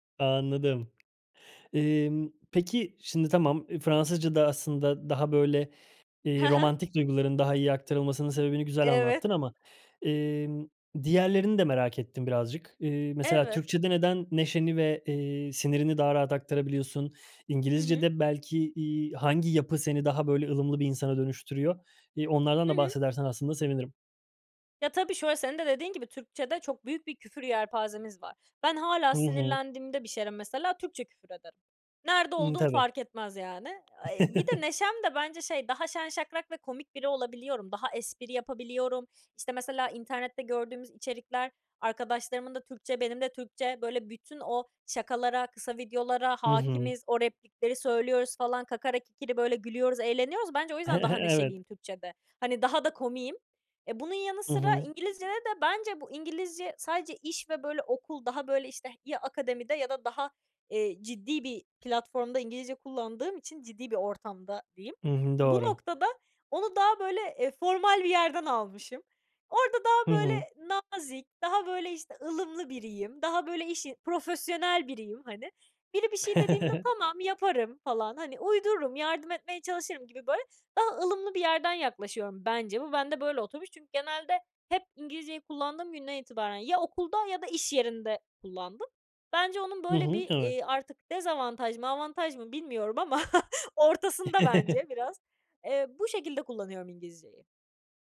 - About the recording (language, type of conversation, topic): Turkish, podcast, İki dil arasında geçiş yapmak günlük hayatını nasıl değiştiriyor?
- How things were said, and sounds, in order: tapping; other background noise; chuckle; chuckle; chuckle; chuckle